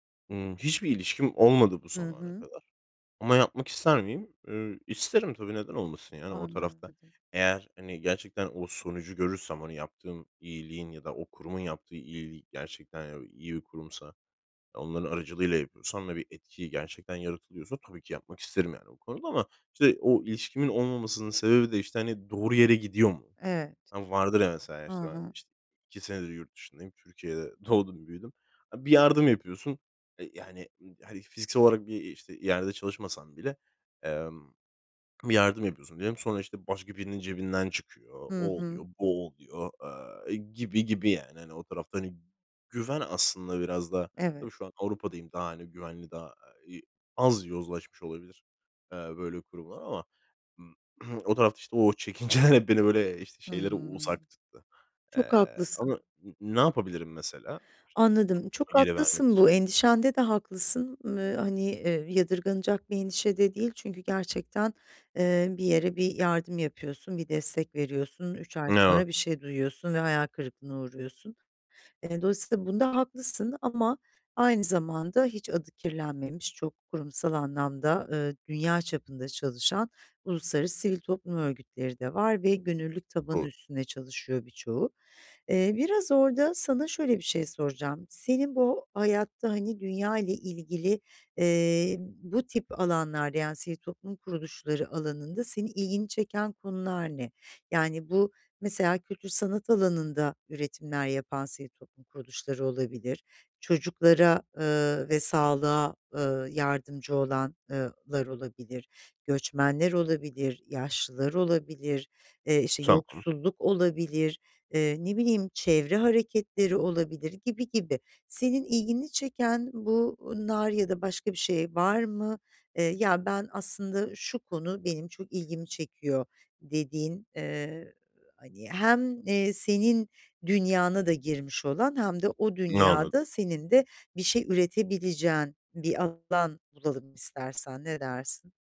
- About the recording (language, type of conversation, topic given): Turkish, advice, Dijital dikkat dağıtıcıları nasıl azaltıp boş zamanımın tadını çıkarabilirim?
- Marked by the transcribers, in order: other background noise; throat clearing; laughing while speaking: "çekinceler"; unintelligible speech; tapping